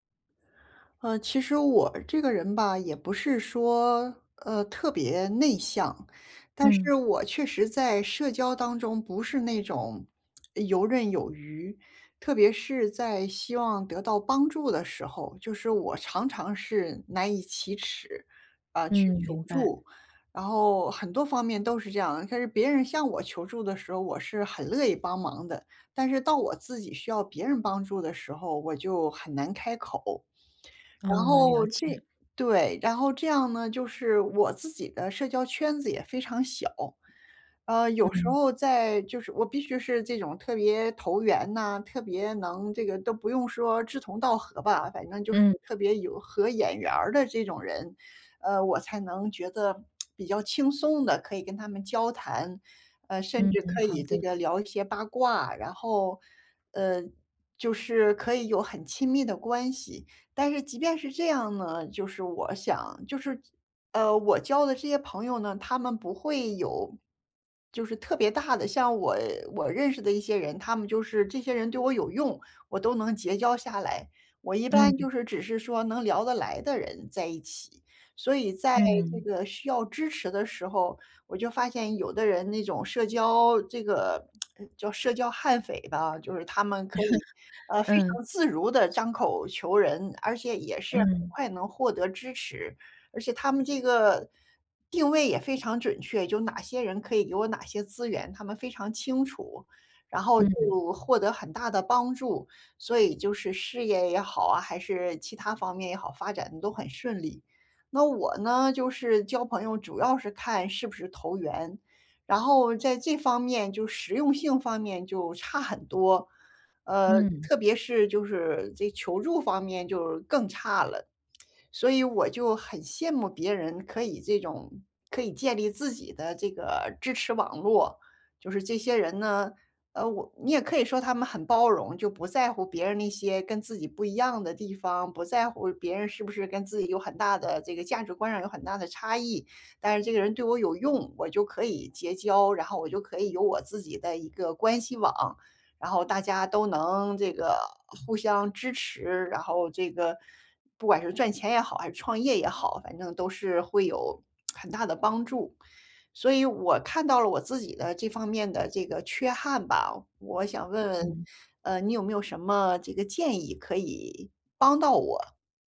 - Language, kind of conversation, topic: Chinese, advice, 我該如何建立一個能支持我走出新路的支持性人際網絡？
- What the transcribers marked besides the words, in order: lip smack; other background noise; tapping; tsk; tsk; chuckle; tsk; tsk